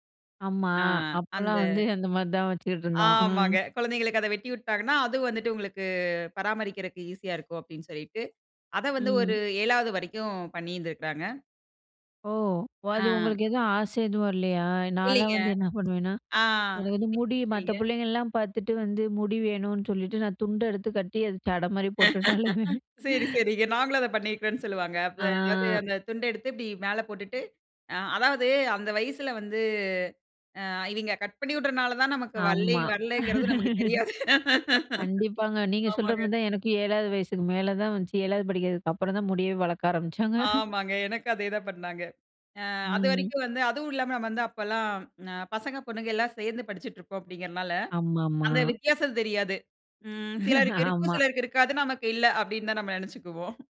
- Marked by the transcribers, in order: unintelligible speech; laugh; laughing while speaking: "போட்டுட்டு அலைவேன்"; drawn out: "வந்து"; laugh; laughing while speaking: "தெரியாது"; laugh; laughing while speaking: "ஆரம்பிச்சாங்க"; laughing while speaking: "ஆமாங்க. எனக்கும் அதே தான் பண்ணாங்க"; chuckle
- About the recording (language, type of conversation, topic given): Tamil, podcast, வயது கூடுவதற்கேற்ப உங்கள் உடை அலங்காரப் பாணி எப்படி மாறியது?